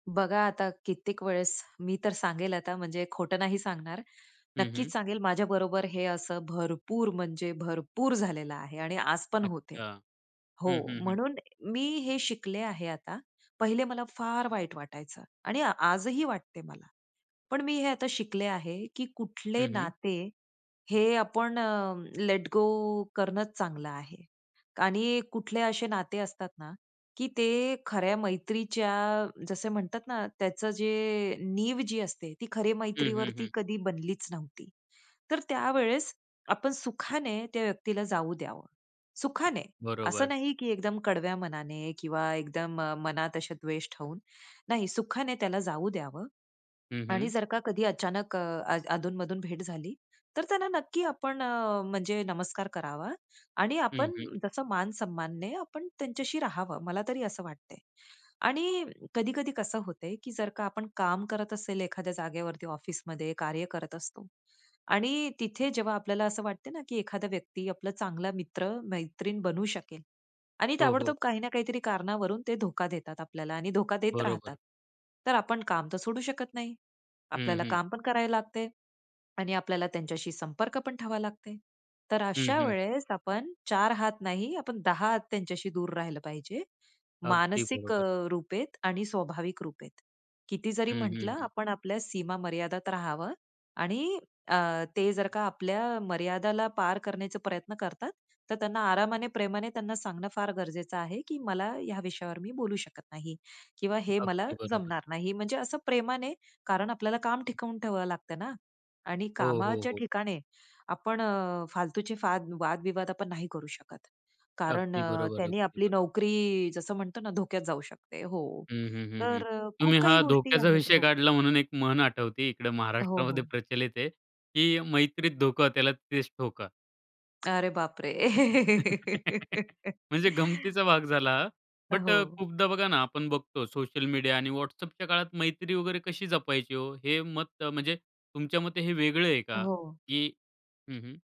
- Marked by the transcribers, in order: in English: "लेट गो"; laughing while speaking: "विषय काढला म्हणून एक म्हण आठवते इकडे महाराष्ट्रामध्ये प्रचलित आहे"; laugh
- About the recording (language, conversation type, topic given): Marathi, podcast, चांगली मैत्री टिकवण्यासाठी तू काय करतोस?